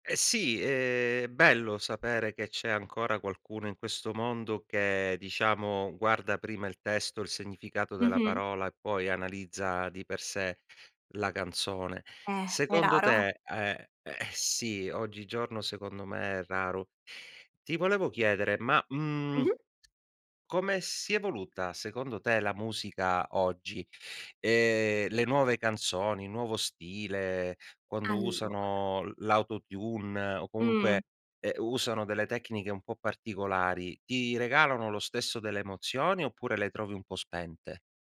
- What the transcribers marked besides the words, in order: tapping; other background noise; in English: "autotune"
- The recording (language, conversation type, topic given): Italian, podcast, Quale canzone ti emoziona ancora, anche se la ascolti da anni?